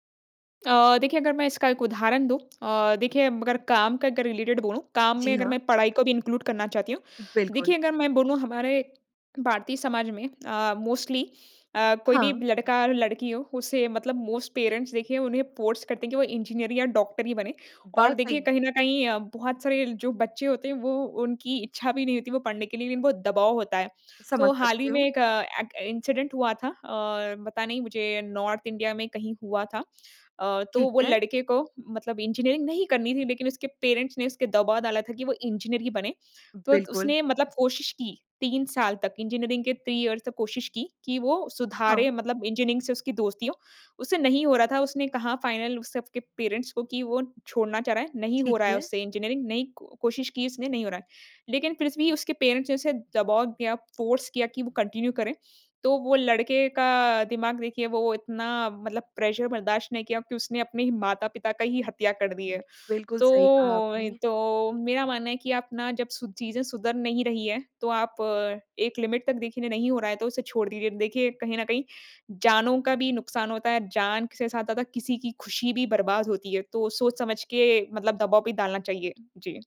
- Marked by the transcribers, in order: in English: "रिलेटेड"; in English: "इनक्लूड"; in English: "मोस्टली"; in English: "मोस्ट पेरेंट्स"; in English: "फ़ोर्स"; in English: "इंसिडेंट"; in English: "नॉर्थ"; in English: "पेरेंट्स"; in English: "इयर्स"; in English: "फाइनल"; in English: "पेरेंट्स"; in English: "पेरेंट्स"; in English: "फ़ोर्स"; in English: "कंटिन्यू"; in English: "प्रेशर"; sniff; in English: "लिमिट"
- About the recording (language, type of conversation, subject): Hindi, podcast, किसी रिश्ते, काम या स्थिति में आप यह कैसे तय करते हैं कि कब छोड़ देना चाहिए और कब उसे सुधारने की कोशिश करनी चाहिए?